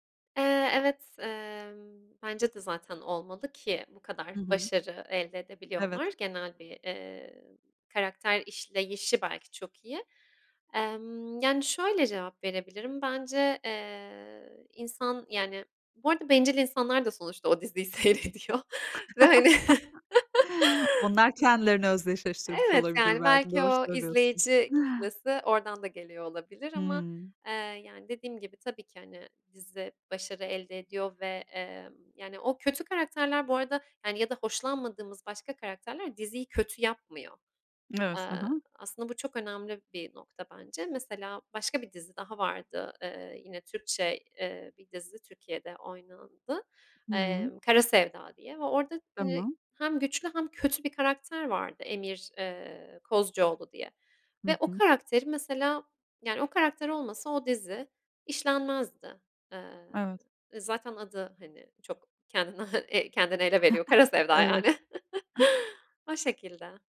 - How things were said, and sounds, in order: laughing while speaking: "seyrediyor ve, hani"; chuckle; other background noise; laughing while speaking: "kendini kendini ele veriyor, Kara Sevda, yani"; chuckle; chuckle
- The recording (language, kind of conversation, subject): Turkish, podcast, Hangi dizi karakteriyle özdeşleşiyorsun, neden?
- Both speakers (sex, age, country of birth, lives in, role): female, 25-29, Turkey, Italy, guest; female, 40-44, Turkey, Netherlands, host